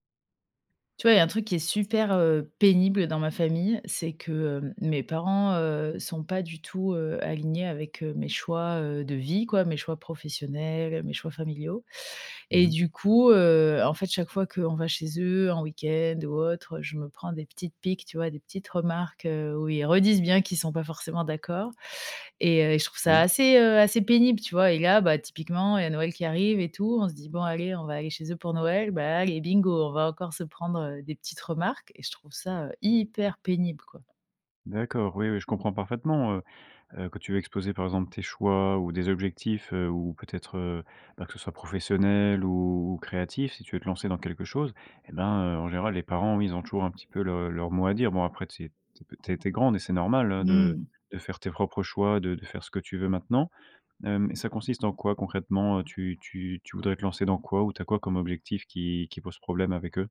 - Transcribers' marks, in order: stressed: "hyper pénible"; other background noise
- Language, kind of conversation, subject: French, advice, Comment puis-je concilier mes objectifs personnels avec les attentes de ma famille ou de mon travail ?
- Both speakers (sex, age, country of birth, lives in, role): female, 35-39, France, France, user; male, 25-29, France, France, advisor